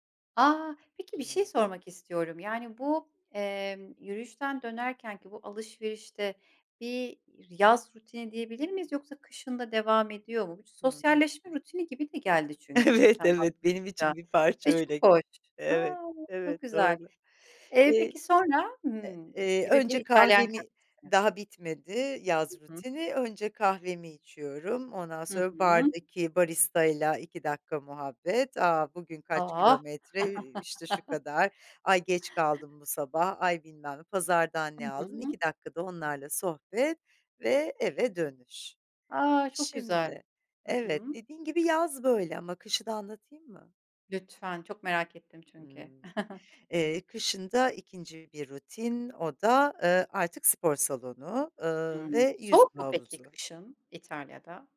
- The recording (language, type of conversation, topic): Turkish, podcast, Sabah rutinin nasıl?
- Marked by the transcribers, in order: other background noise; laughing while speaking: "Evet"; tapping; laugh; chuckle; chuckle